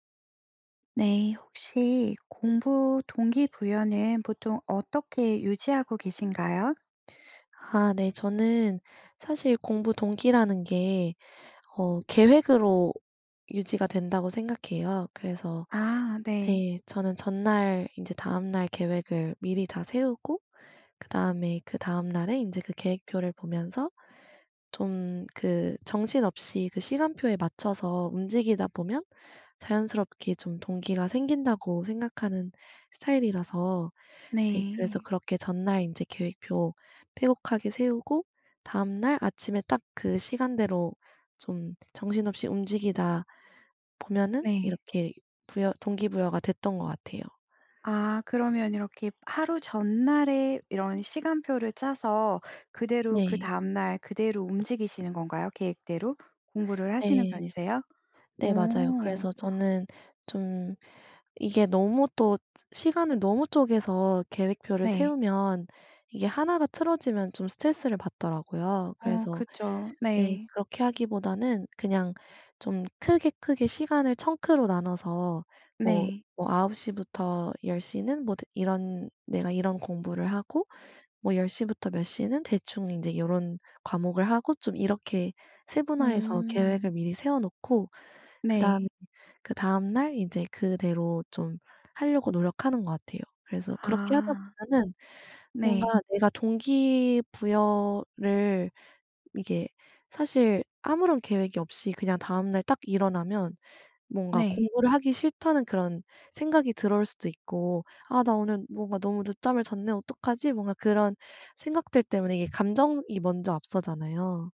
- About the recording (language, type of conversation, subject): Korean, podcast, 공부 동기는 보통 어떻게 유지하시나요?
- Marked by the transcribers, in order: in English: "청크로"